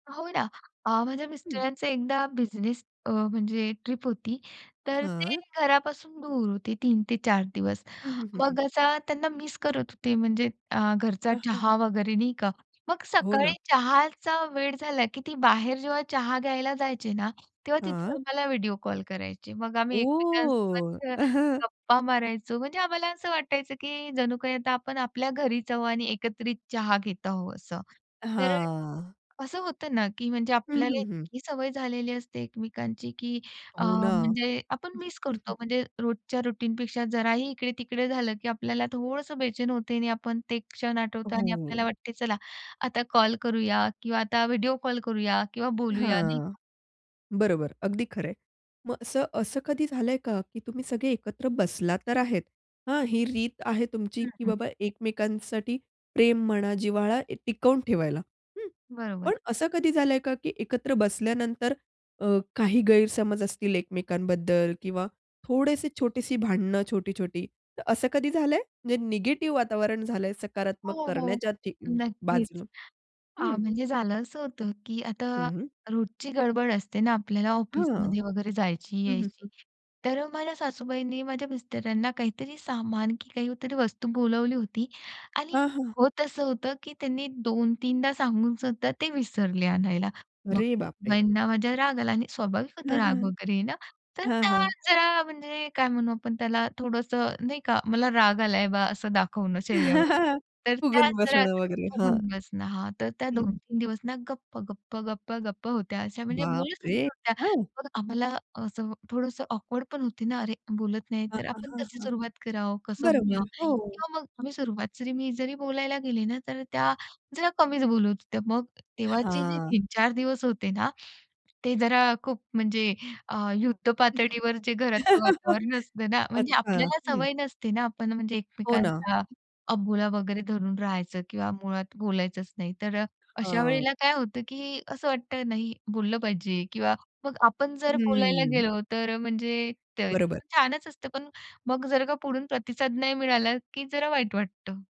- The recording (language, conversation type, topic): Marathi, podcast, तुमच्या कुटुंबात प्रेम व्यक्त करण्यासाठी कोणत्या लहान-लहान परंपरा पाळल्या जातात?
- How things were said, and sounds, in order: chuckle; "आहोत" said as "आहो"; "आहोत" said as "आहो"; in English: "रुटीनपेक्षा"; chuckle; chuckle; laugh; tapping